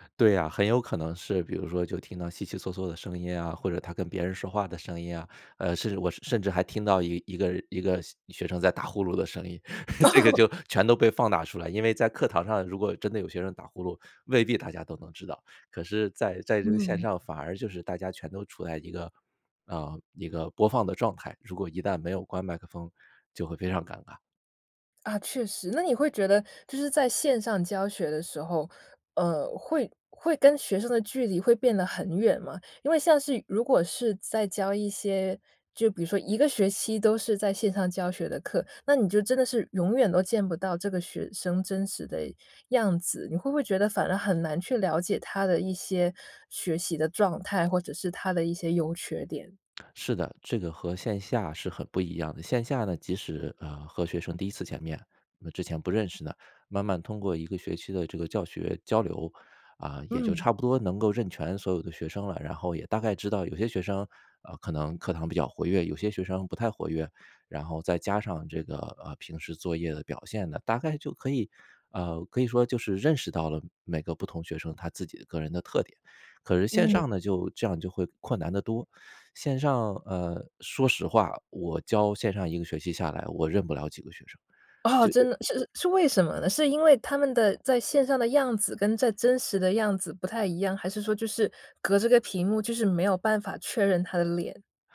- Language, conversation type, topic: Chinese, podcast, 你怎么看现在的线上教学模式？
- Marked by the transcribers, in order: laughing while speaking: "哦"; laugh; laughing while speaking: "这个就"; other background noise